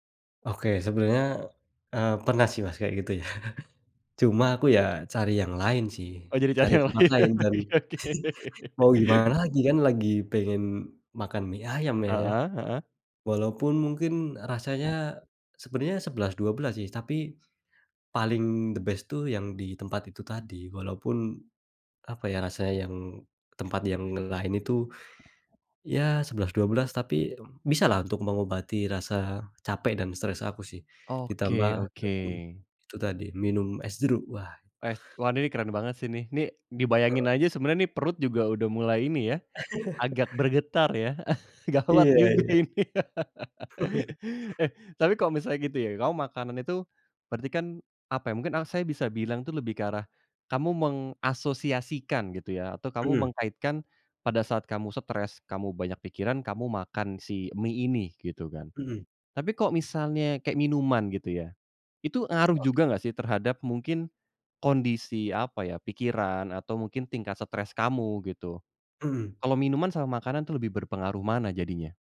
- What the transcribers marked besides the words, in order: chuckle; laughing while speaking: "cari yang lain. Oh, iya, oke"; chuckle; laugh; other background noise; in English: "the best"; unintelligible speech; laugh; laughing while speaking: "gawat juga ini"; laugh; chuckle; tapping
- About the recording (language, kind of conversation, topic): Indonesian, podcast, Makanan atau minuman apa yang memengaruhi suasana hati harianmu?